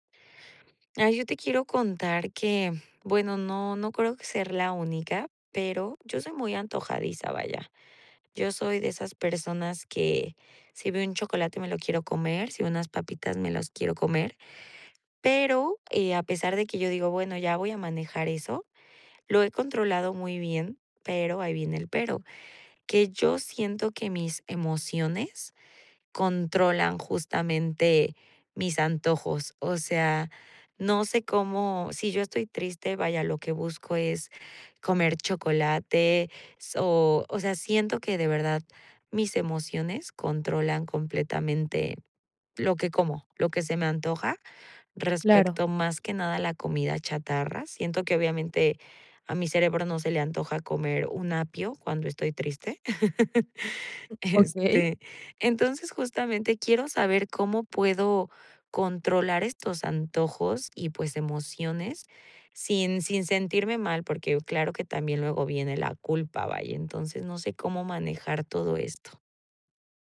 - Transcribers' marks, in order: laugh; other background noise
- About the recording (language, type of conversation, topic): Spanish, advice, ¿Cómo puedo controlar los antojos y gestionar mis emociones sin sentirme mal?